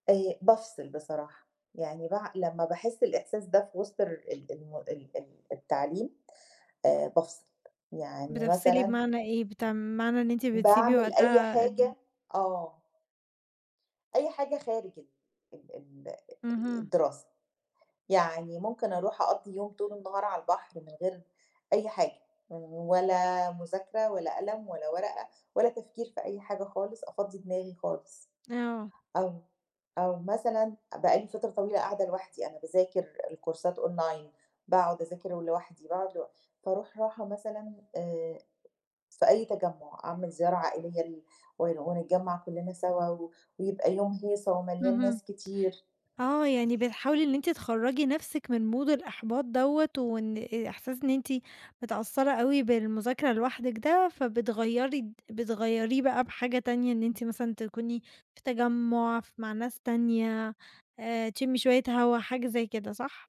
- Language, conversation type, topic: Arabic, podcast, إزاي بتتعامل مع الإحباط وإنت بتتعلم لوحدك؟
- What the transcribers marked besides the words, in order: tapping; in English: "الكورسات أونلاين"; other background noise; in English: "mood"